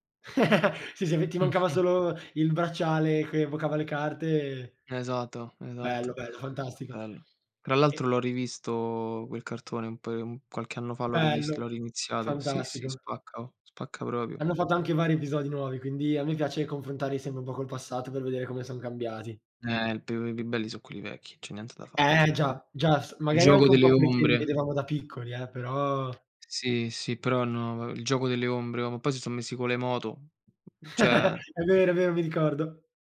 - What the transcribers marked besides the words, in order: chuckle; "Esatto, esatto" said as "esato, esato"; "fantastico" said as "fantastigo"; "proprio" said as "propio"; "confrontarli" said as "confrontari"; tapping; other background noise; chuckle
- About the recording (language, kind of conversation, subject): Italian, unstructured, Qual è il ricordo più bello della tua infanzia?